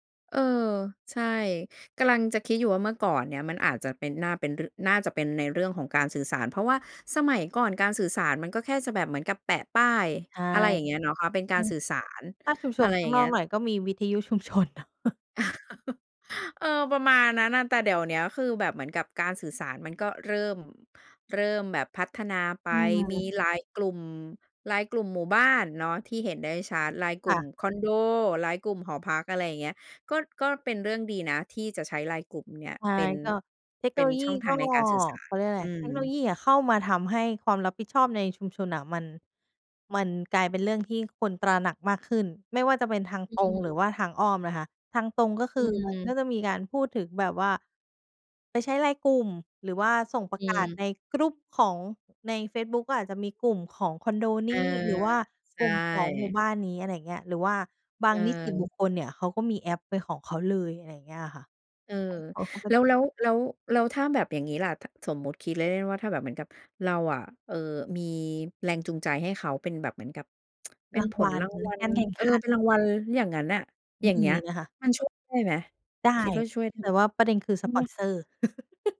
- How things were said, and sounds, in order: laughing while speaking: "ชุมชนเนาะ"; chuckle; laugh; tsk; unintelligible speech; laugh
- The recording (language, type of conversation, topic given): Thai, podcast, คุณคิดว่า “ความรับผิดชอบร่วมกัน” ในชุมชนหมายถึงอะไร?